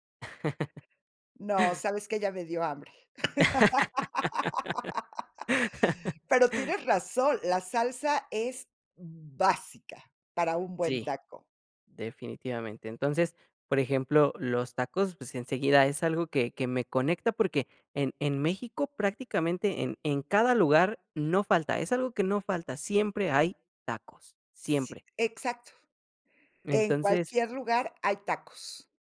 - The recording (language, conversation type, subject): Spanish, podcast, ¿Qué comida te conecta con tus raíces?
- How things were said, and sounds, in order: chuckle; laugh; tapping; laugh